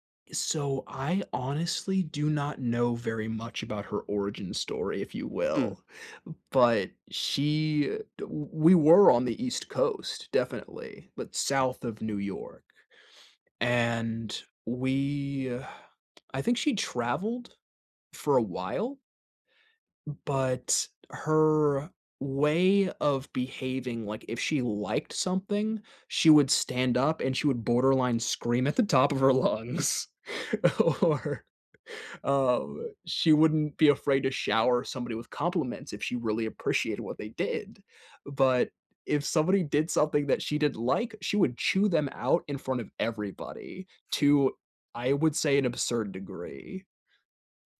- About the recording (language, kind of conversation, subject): English, unstructured, Who is a teacher or mentor who has made a big impact on you?
- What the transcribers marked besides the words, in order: laughing while speaking: "lungs. Or"